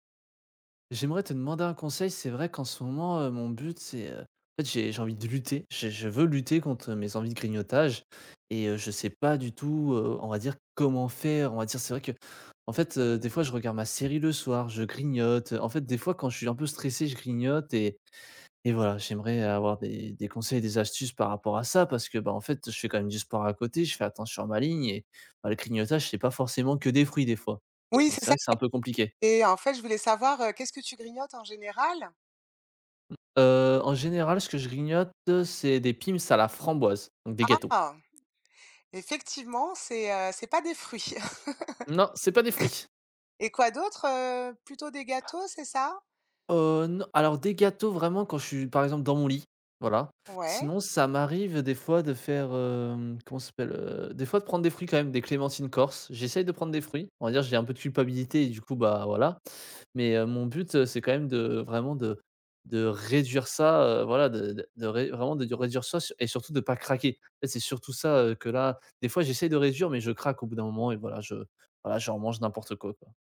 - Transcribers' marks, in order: other background noise; unintelligible speech; chuckle; anticipating: "Non, c'est pas des fruits"; stressed: "réduire"; "ça" said as "sois"
- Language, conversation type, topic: French, advice, Comment puis-je arrêter de grignoter entre les repas sans craquer tout le temps ?